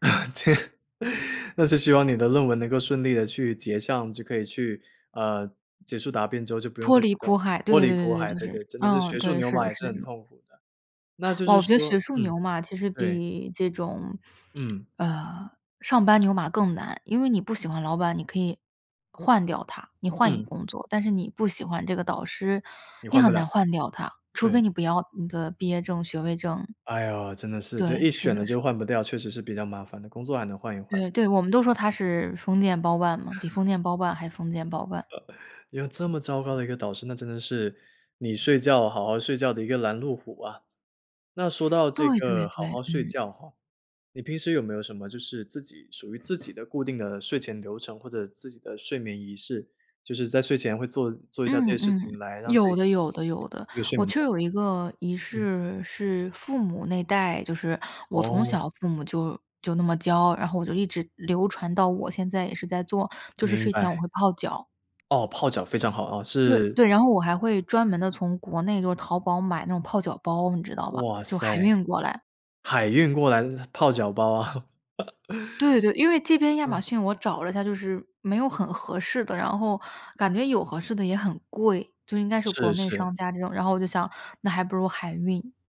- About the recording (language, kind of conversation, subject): Chinese, podcast, 睡眠不好时你通常怎么办？
- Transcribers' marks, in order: laugh; laughing while speaking: "这"; chuckle; chuckle; other background noise; unintelligible speech; "就有" said as "䟬有"; laugh